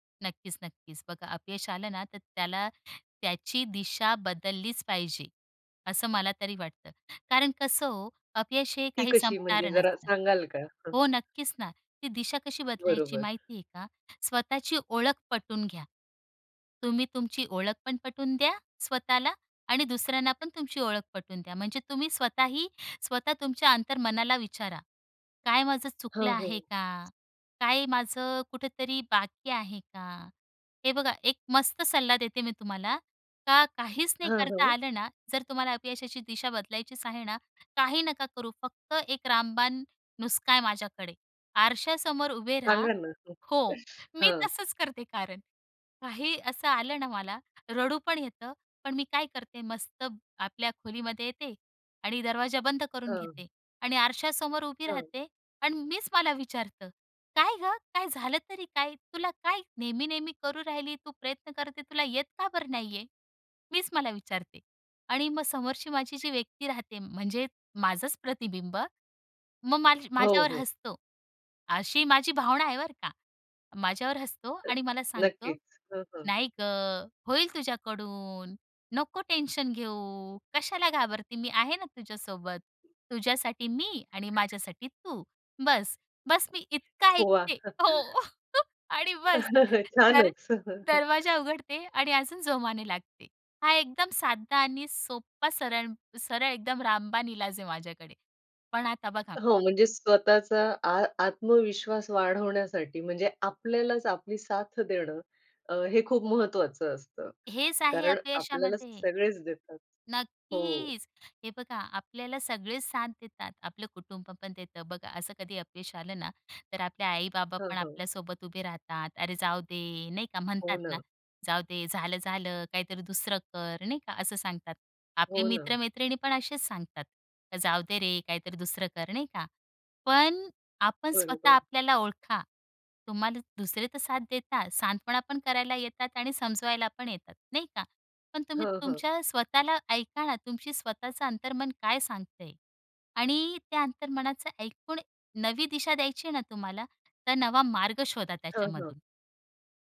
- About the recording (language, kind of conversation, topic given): Marathi, podcast, कधी अपयशामुळे तुमची वाटचाल बदलली आहे का?
- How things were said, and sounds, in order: other background noise; tapping; chuckle; unintelligible speech; laughing while speaking: "वाह! छानच"; laughing while speaking: "हो. आणि बस्स दर दरवाजा उघडते. आणि अजून जोमाने लागते"; "साधा" said as "सादा"